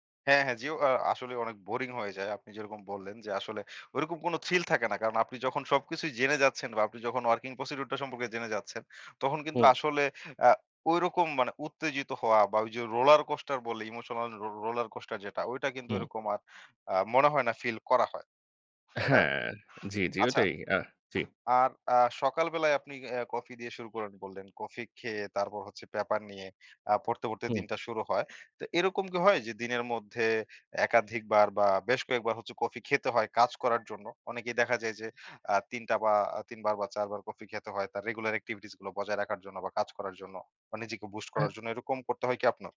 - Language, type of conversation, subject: Bengali, podcast, সকালের কফি বা চায়ের রুটিন আপনাকে কীভাবে জাগিয়ে তোলে?
- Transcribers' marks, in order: in English: "বোরিং"; in English: "থ্রিল"; in English: "ওয়ার্কিং প্রসিডিউর"; tapping; in English: "রোলার কোস্টার"; in English: "ইমোশনাল রোলার কোস্টার"; in English: "ফিল"; in English: "রেগুলার এক্টিভিটিস"; in English: "বুস্ট"